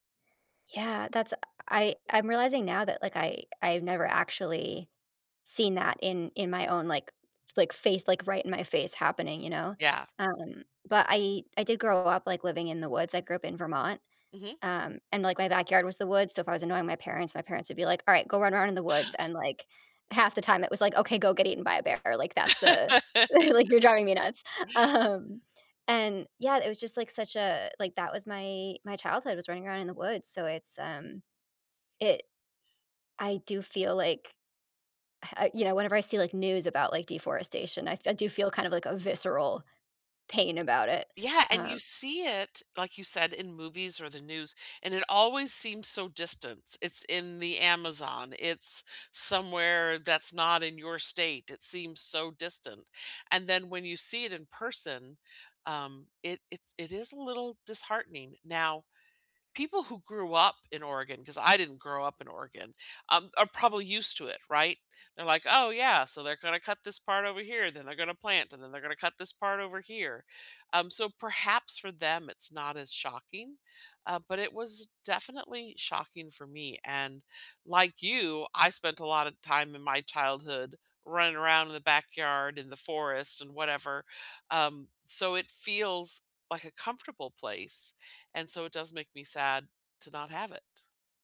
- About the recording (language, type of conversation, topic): English, unstructured, What emotions do you feel when you see a forest being cut down?
- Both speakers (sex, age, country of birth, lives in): female, 30-34, United States, United States; female, 60-64, United States, United States
- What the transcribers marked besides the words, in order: tapping; chuckle; laugh; other background noise; chuckle; laughing while speaking: "Um"